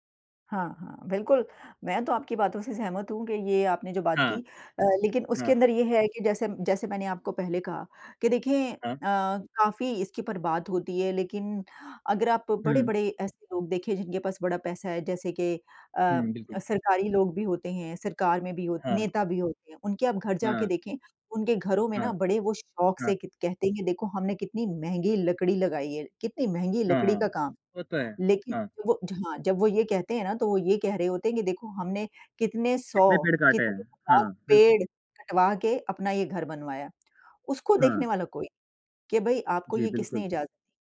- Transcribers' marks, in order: none
- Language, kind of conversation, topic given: Hindi, unstructured, पेड़ों की कटाई से हमें क्या नुकसान होता है?